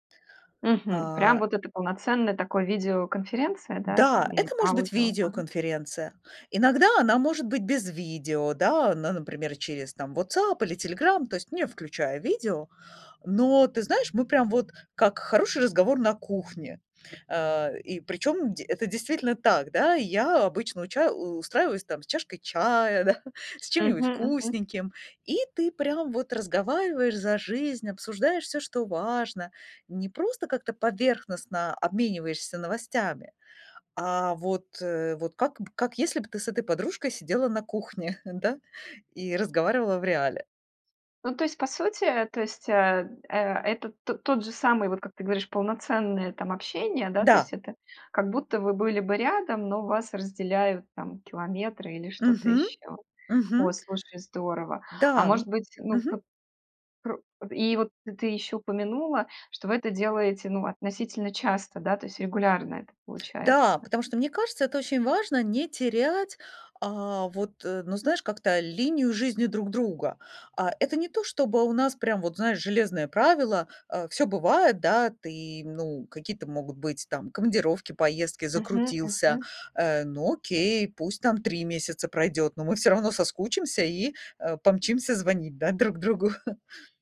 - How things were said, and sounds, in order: laughing while speaking: "да"; laughing while speaking: "кухне"; tapping; laughing while speaking: "другу"
- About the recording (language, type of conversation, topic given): Russian, podcast, Как ты поддерживаешь старые дружеские отношения на расстоянии?